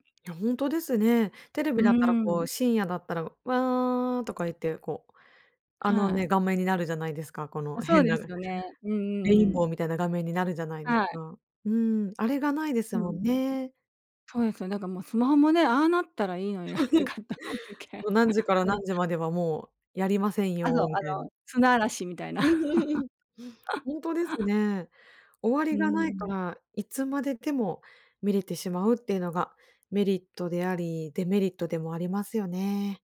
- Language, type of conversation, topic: Japanese, advice, スマホで夜更かしして翌日だるさが取れない
- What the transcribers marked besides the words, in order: laugh; laughing while speaking: "とかっ思うときあ"; laugh